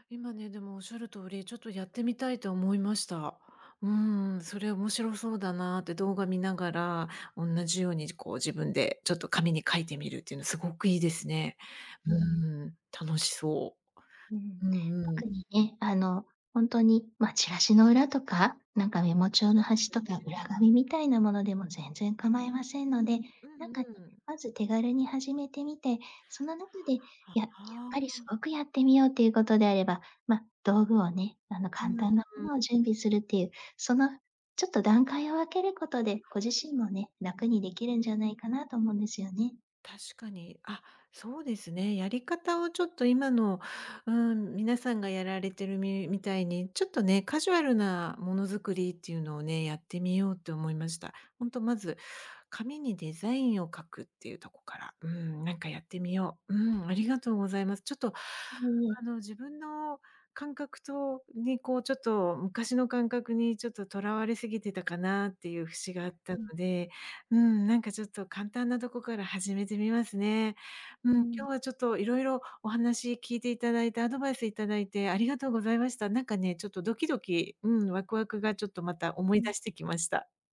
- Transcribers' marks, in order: none
- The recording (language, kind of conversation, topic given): Japanese, advice, 疲労や気力不足で創造力が枯渇していると感じるのはなぜですか？